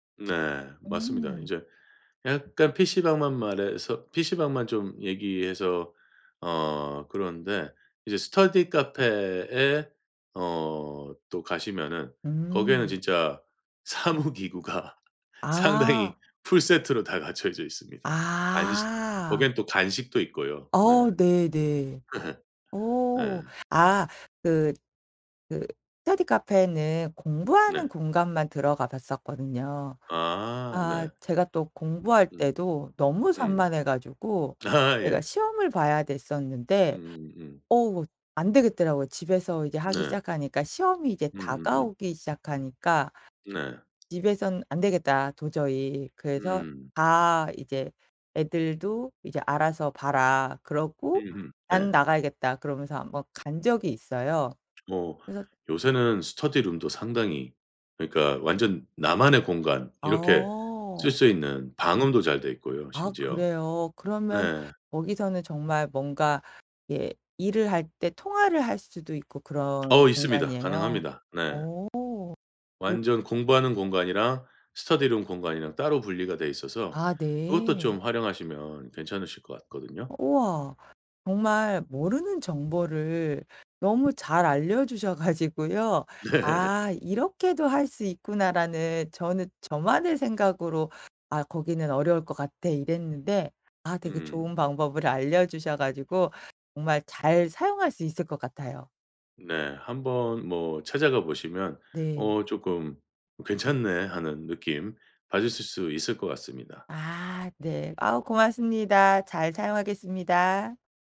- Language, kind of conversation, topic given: Korean, advice, 왜 계속 산만해서 중요한 일에 집중하지 못하나요?
- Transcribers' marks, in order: other background noise; laughing while speaking: "사무 기구가 상당히"; laugh; laughing while speaking: "아"; tapping; in English: "스터디룸도"; in English: "스터디룸"; laughing while speaking: "네"; laugh